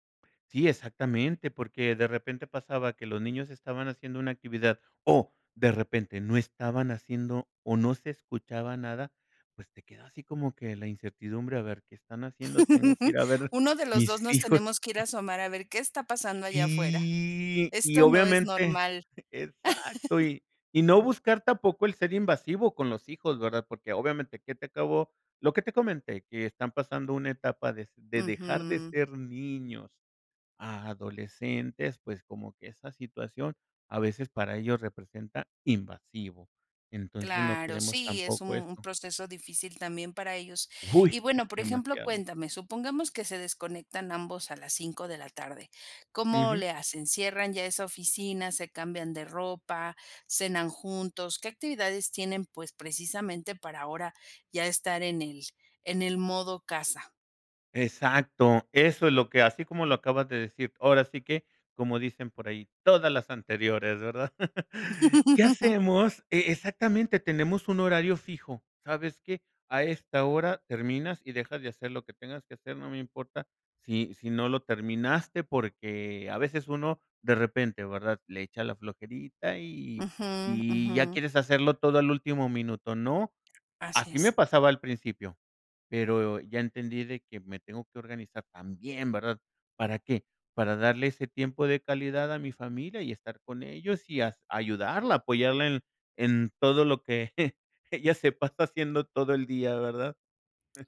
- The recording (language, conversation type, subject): Spanish, podcast, ¿Cómo equilibras el trabajo y la vida familiar sin volverte loco?
- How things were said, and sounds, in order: chuckle; chuckle; other background noise; drawn out: "Sí"; chuckle; laugh; chuckle; chuckle; laughing while speaking: "ella se pasa haciendo todo el día"; chuckle